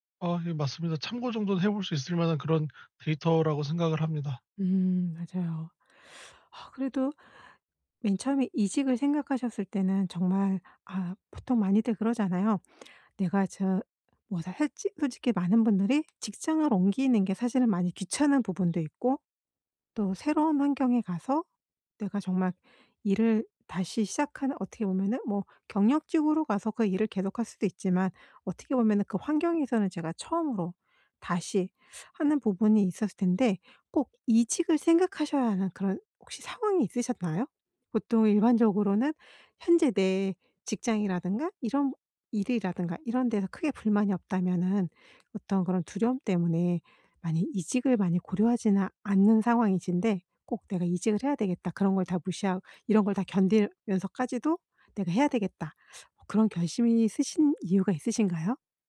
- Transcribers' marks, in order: none
- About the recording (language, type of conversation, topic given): Korean, podcast, 변화가 두려울 때 어떻게 결심하나요?